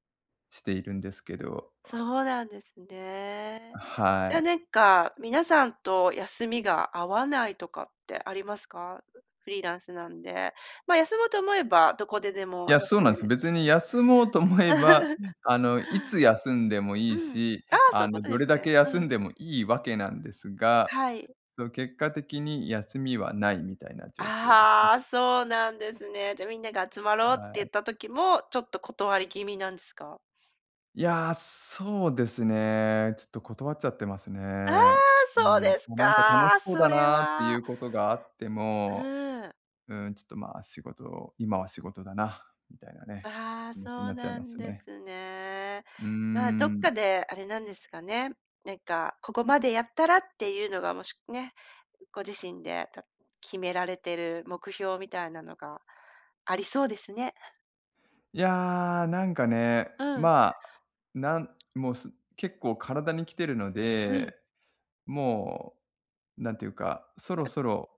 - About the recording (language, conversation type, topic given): Japanese, advice, 休息や趣味の時間が取れず、燃え尽きそうだと感じるときはどうすればいいですか？
- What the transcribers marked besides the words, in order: other noise; laugh